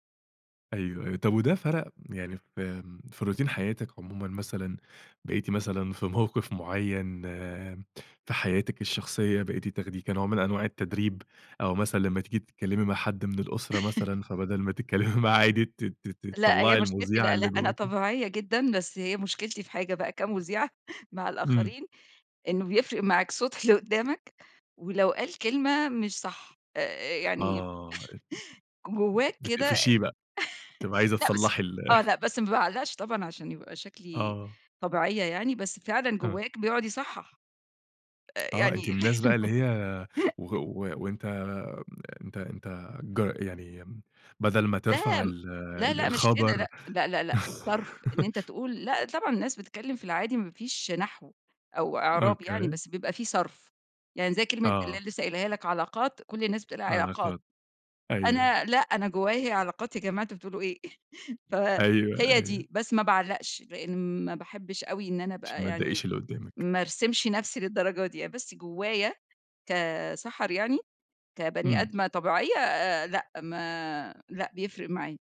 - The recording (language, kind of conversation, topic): Arabic, podcast, إزاي اكتشفت شغفك الحقيقي؟
- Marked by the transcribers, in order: laughing while speaking: "موقف"; chuckle; laughing while speaking: "تتكلمي معاه"; laughing while speaking: "كمُذيعة"; laughing while speaking: "اللي قدامك"; chuckle; tapping; laughing while speaking: "ليه؟"; laugh; put-on voice: "أوكى"; laugh